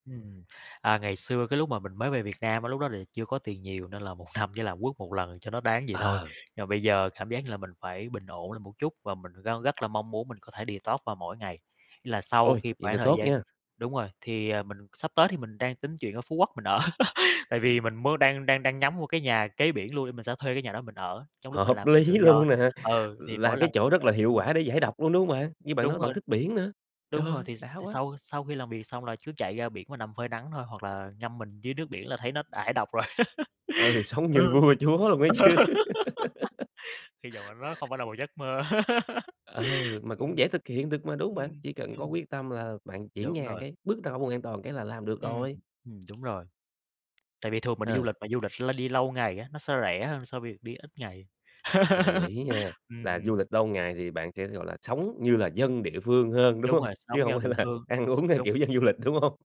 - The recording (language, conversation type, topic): Vietnamese, podcast, Bạn đã từng thử cai nghiện kỹ thuật số chưa, và kết quả ra sao?
- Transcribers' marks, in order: in English: "detox"; laughing while speaking: "ở"; laugh; laughing while speaking: "Hợp lý luôn nè!"; tapping; laughing while speaking: "Ừ, sống như vua chúa luôn ấy chứ"; laugh; laugh; other background noise; laugh; laughing while speaking: "đúng hông?"; laughing while speaking: "là ăn uống theo kiểu dân du lịch, đúng hông?"